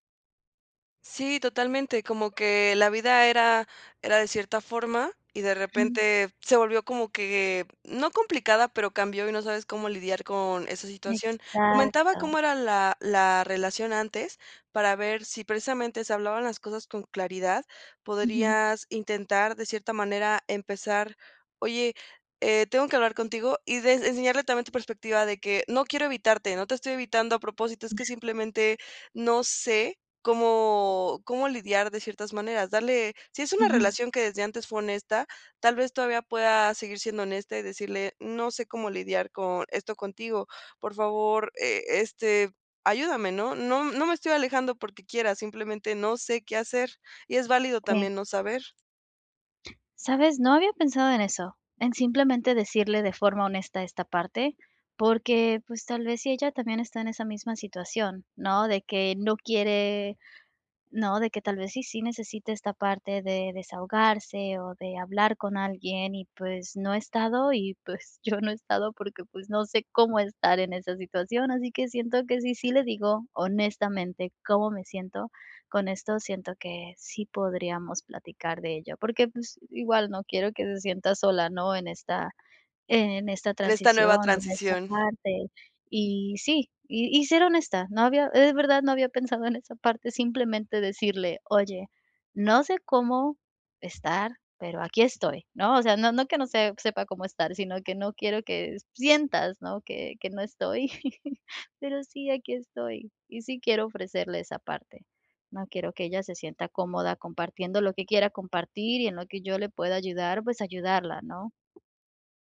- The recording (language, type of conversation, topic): Spanish, advice, ¿Qué puedo hacer si siento que me estoy distanciando de un amigo por cambios en nuestras vidas?
- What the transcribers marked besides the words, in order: other noise; tapping; laughing while speaking: "yo no he estado"; chuckle